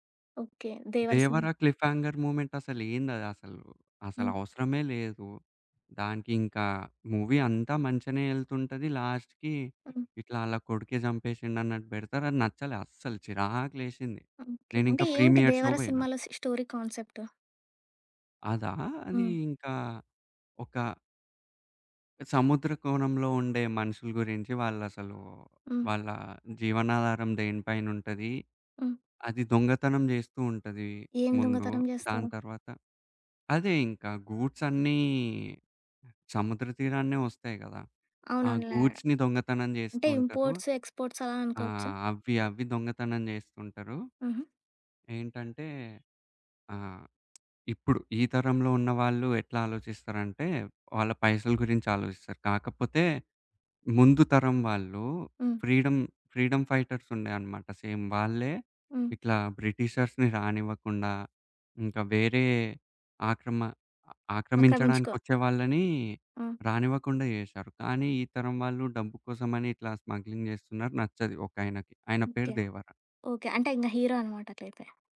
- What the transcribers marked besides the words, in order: in English: "క్లిఫ్‌హ్యంగార్ మూమెంట్"; in English: "మూవీ"; in English: "లాస్ట్‌కి"; other background noise; in English: "ప్రీమియర్ షో"; in English: "స్టోరీ కాన్సెప్ట్?"; in English: "గూడ్స్"; in English: "గూడ్స్‌ని"; in English: "ఇంపోర్ట్స్, ఎక్స్‌పోర్ట్స్"; tapping; background speech; in English: "ఫ్రీడమ్ ఫ్రీడమ్ ఫైటర్స్"; in English: "సేమ్"; in English: "బ్రిటిషర్స్‌ని"; in English: "స్మగ్లింగ్"
- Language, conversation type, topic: Telugu, podcast, సినిమా ముగింపు ప్రేక్షకుడికి సంతృప్తిగా అనిపించాలంటే ఏమేం విషయాలు దృష్టిలో పెట్టుకోవాలి?